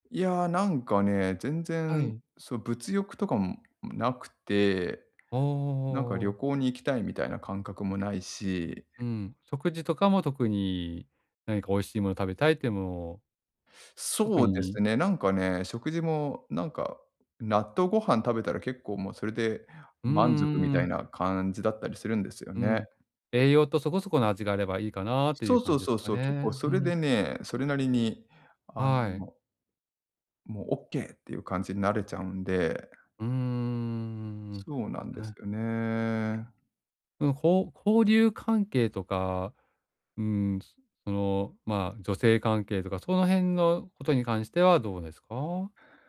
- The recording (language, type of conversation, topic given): Japanese, advice, 自分の理想の自分像に合わせて、日々の行動を変えるにはどうすればよいですか？
- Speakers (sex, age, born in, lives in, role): male, 40-44, Japan, Japan, user; male, 45-49, Japan, Japan, advisor
- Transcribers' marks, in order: other noise